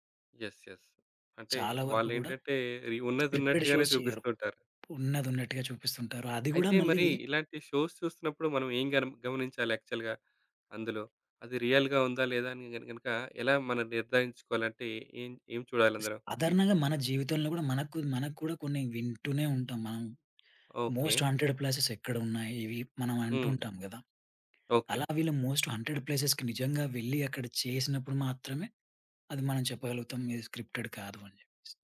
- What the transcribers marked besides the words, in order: in English: "యెస్, యెస్"; other background noise; in English: "స్క్రిప్టెడ్ షోస్"; tapping; in English: "షోస్"; in English: "యాక్చువల్‌గా"; in English: "రియల్‌గా"; in English: "మోస్ట్ హాంటెడ్ ప్లేసెస్"; in English: "మోస్ట్ హాంటెడ్ ప్లేసెస్‌కి"; in English: "స్క్రిప్టెడ్"
- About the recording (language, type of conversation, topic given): Telugu, podcast, రియాలిటీ షోలు నిజంగానే నిజమేనా?